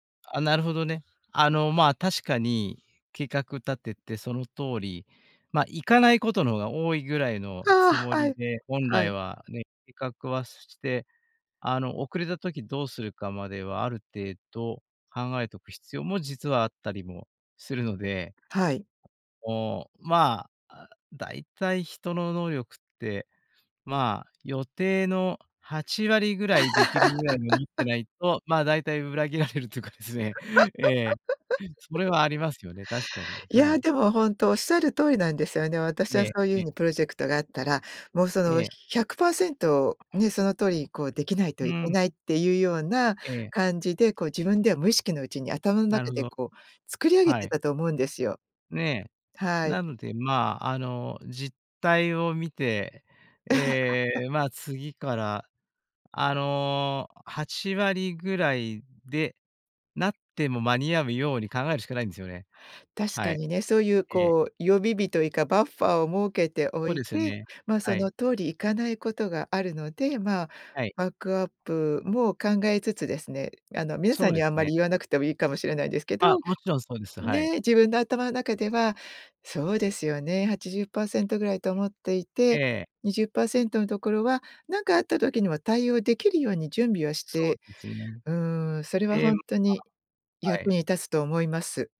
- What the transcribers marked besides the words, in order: laugh; laughing while speaking: "裏切られるというかですね"; laugh; other background noise; laugh; in English: "バッファ"
- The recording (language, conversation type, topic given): Japanese, podcast, 完璧主義を手放すコツはありますか？